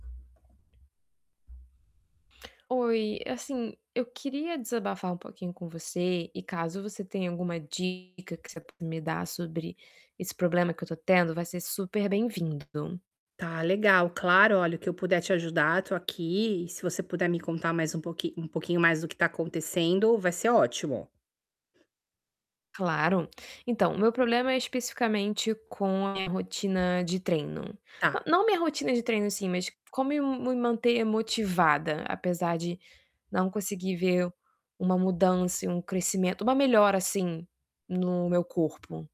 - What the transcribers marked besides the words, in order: distorted speech
- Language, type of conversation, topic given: Portuguese, advice, Como posso superar a estagnação no meu treino com uma mentalidade e estratégias motivacionais eficazes?